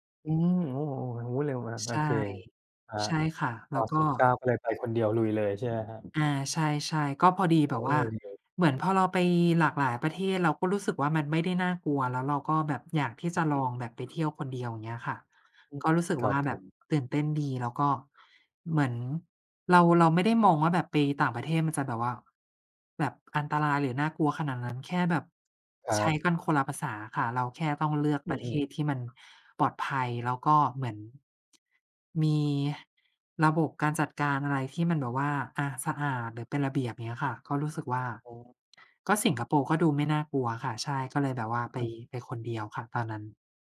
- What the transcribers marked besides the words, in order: tapping; tsk
- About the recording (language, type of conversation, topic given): Thai, unstructured, ถ้าพูดถึงความสุขจากการเดินทาง คุณอยากบอกว่าอะไร?